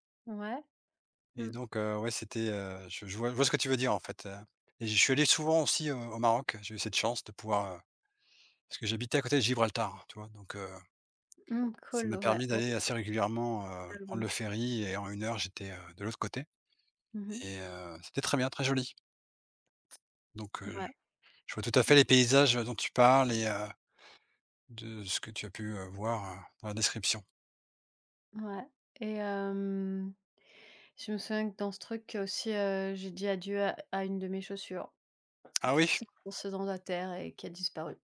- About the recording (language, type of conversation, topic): French, unstructured, Quelle est ta meilleure expérience liée à ton passe-temps ?
- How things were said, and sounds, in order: unintelligible speech; other noise; tapping